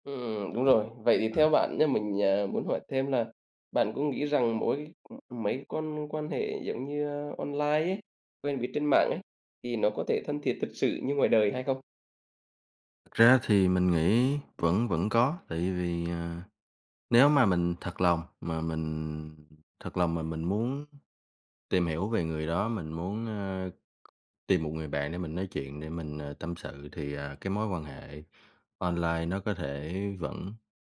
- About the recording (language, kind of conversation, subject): Vietnamese, podcast, Bạn nghĩ công nghệ ảnh hưởng đến các mối quan hệ xã hội như thế nào?
- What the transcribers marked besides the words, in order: other background noise; tapping